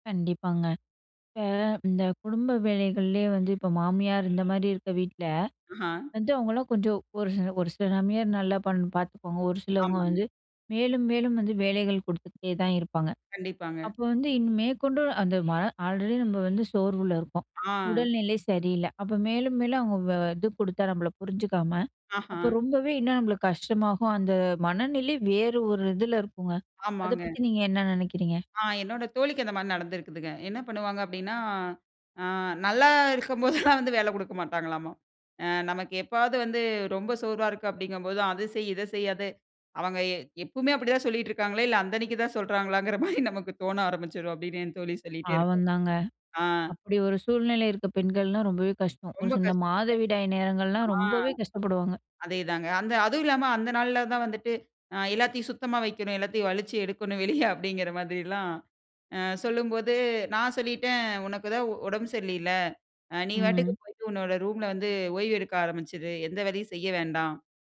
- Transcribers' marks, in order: horn; chuckle; other noise; chuckle; chuckle; unintelligible speech; chuckle
- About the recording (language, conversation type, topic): Tamil, podcast, சோர்வு வந்தால் ஓய்வெடுக்கலாமா, இல்லையா சிறிது செயற்படலாமா என்று எப்படி தீர்மானிப்பீர்கள்?